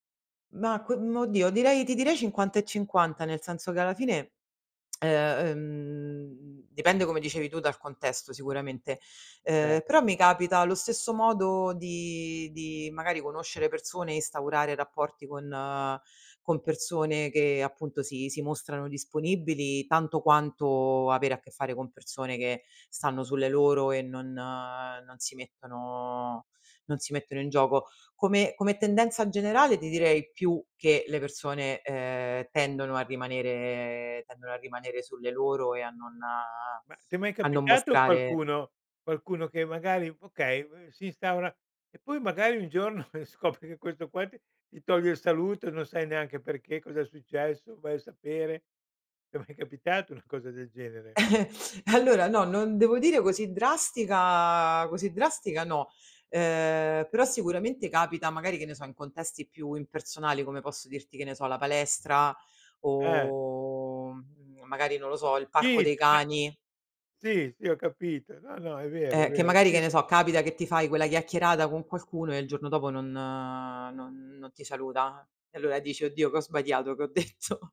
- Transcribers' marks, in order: other background noise; tongue click; chuckle; laughing while speaking: "scopri che questo qua ti"; laughing while speaking: "ti è mai capitato una cosa"; chuckle; unintelligible speech; tapping; laughing while speaking: "detto?"
- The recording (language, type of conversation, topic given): Italian, podcast, Come gestisci chi non rispetta i tuoi limiti?